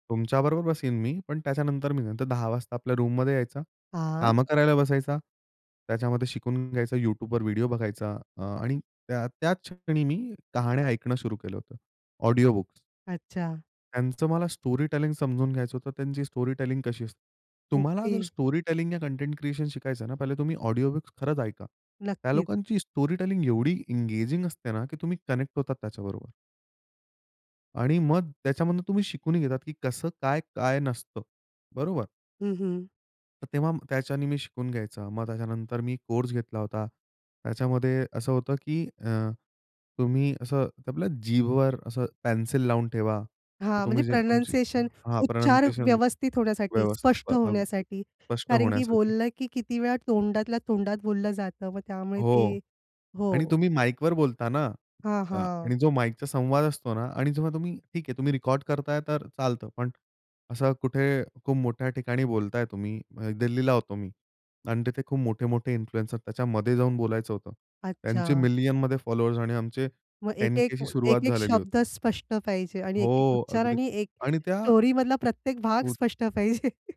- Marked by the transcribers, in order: in English: "रूममध्ये"; in English: "स्टोरीटेलिंग"; in English: "स्टोरीटेलिंग"; in English: "स्टोरीटेलिंग"; in English: "स्टोरीटेलिंग"; other background noise; in English: "एंगेजिंग"; in English: "कनेक्ट"; tapping; in English: "इन्फ्लुएन्सर"; in English: "टेन के"; in English: "स्टोरीमधला"; laughing while speaking: "पाहिजे"; chuckle
- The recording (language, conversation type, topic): Marathi, podcast, यश मिळवण्यासाठी वेळ आणि मेहनत यांचं संतुलन तुम्ही कसं साधता?